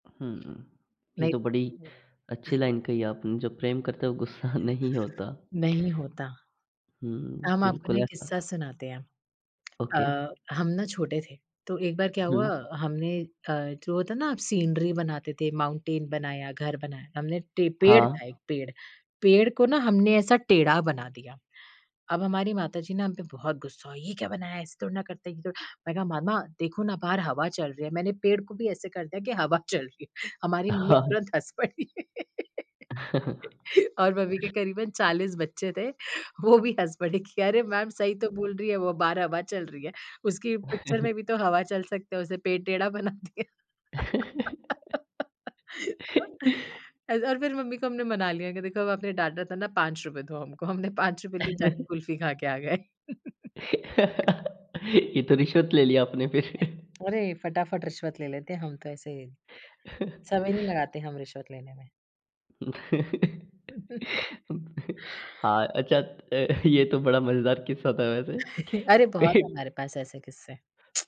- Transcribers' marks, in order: in English: "लाइन"; other background noise; laughing while speaking: "गुस्सा"; tapping; in English: "ओके"; in English: "सीनरी"; in English: "माउंटेन"; laughing while speaking: "हवा चल रही है"; chuckle; chuckle; laughing while speaking: "पड़ी"; laugh; laughing while speaking: "पड़े"; in English: "मैम"; chuckle; in English: "पिक्चर"; laugh; laughing while speaking: "बना दिया"; laugh; chuckle; laugh; chuckle; chuckle; laugh; chuckle; chuckle; laughing while speaking: "पे"; tsk
- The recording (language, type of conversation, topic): Hindi, podcast, बिना गुस्सा किए अपनी बात प्रभावी ढंग से कैसे मनवाएँ?